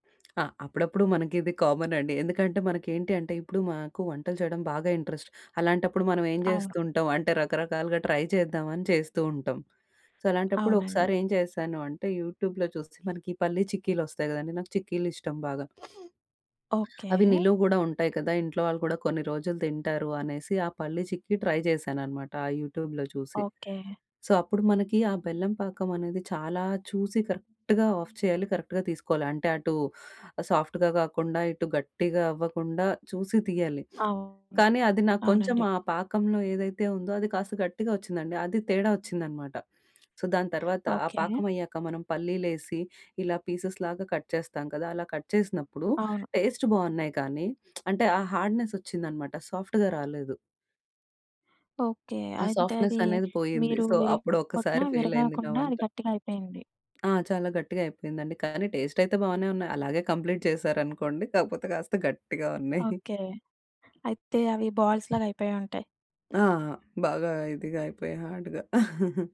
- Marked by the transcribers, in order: other noise; other background noise; in English: "ఇంట్రెస్ట్"; in English: "ట్రై"; tapping; in English: "సో"; in English: "యూటూబ్‌లో"; sniff; in English: "ట్రై"; in English: "యూటూబ్‌లో"; in English: "సో"; in English: "కరెక్ట్‌గా ఆఫ్"; in English: "కరెక్ట్‌గా"; in English: "సాఫ్ట్‌గా"; sniff; in English: "సో"; in English: "పీసెస్"; in English: "కట్"; in English: "కట్"; in English: "టేస్ట్"; lip smack; in English: "సాఫ్ట్‌గా"; in English: "సో"; in English: "కంప్లీట్"; giggle; in English: "బాల్స్"; in English: "హార్డ్‌గా"; chuckle
- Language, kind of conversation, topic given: Telugu, podcast, చాలా మందికి వండాల్సిన పెద్ద విందును మీరు ఎలా ముందుగా సన్నద్ధం చేస్తారు?